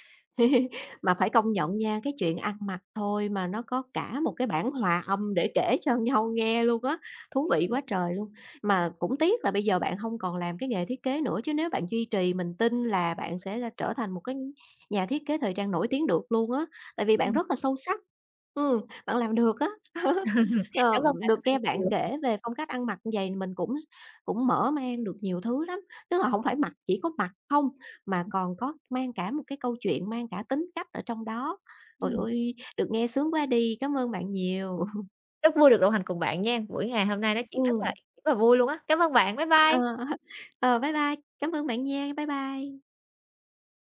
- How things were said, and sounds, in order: laugh; laughing while speaking: "nhau"; other background noise; laugh; tapping; laugh; laugh; unintelligible speech; laugh
- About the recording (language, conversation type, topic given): Vietnamese, podcast, Phong cách ăn mặc có giúp bạn kể câu chuyện về bản thân không?